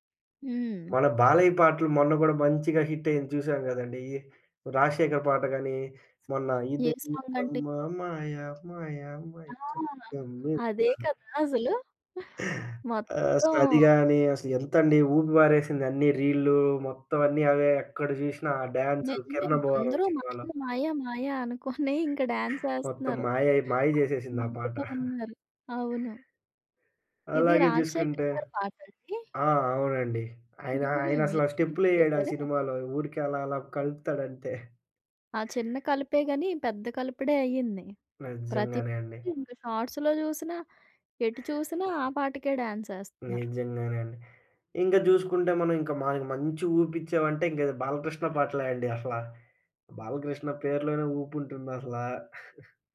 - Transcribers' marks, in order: in English: "హిట్"; singing: "ఇదేమీటమ్మా మాయ మాయ మైకం క‌మ్మిందా"; chuckle; other background noise; chuckle; chuckle; in English: "రిమిక్స్"; chuckle; in English: "షార్ట్స్‌లో"; chuckle
- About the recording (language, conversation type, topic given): Telugu, podcast, పార్టీ కోసం పాటల జాబితా తయారుచేస్తే మీరు ముందుగా ఏమి చేస్తారు?